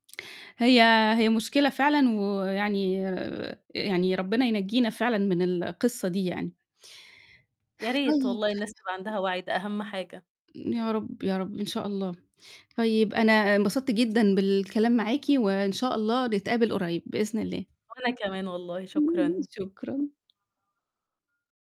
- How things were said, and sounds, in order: static; other background noise; other noise; tapping
- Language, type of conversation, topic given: Arabic, podcast, إزاي بتتعامل مع الأخبار الكاذبة على الإنترنت؟
- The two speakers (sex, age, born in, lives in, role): female, 20-24, Egypt, Egypt, guest; female, 50-54, Egypt, Egypt, host